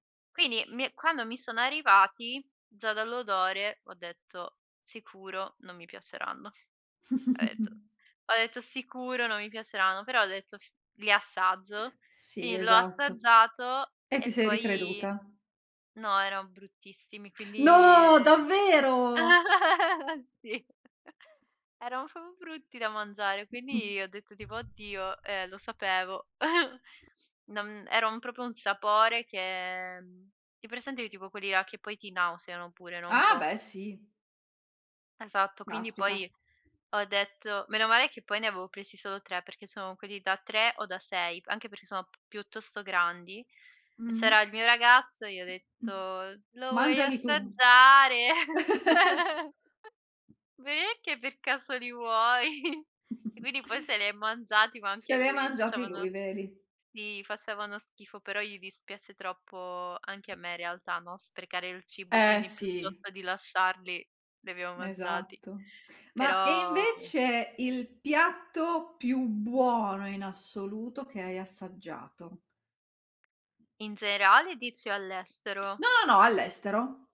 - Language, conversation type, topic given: Italian, podcast, Come scopri nuovi sapori quando viaggi?
- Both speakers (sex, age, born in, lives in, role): female, 25-29, Italy, Italy, guest; female, 40-44, Italy, Italy, host
- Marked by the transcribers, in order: chuckle; surprised: "No! Davvero?"; drawn out: "quindi"; chuckle; other noise; other background noise; chuckle; drawn out: "che"; laugh; chuckle; chuckle; tapping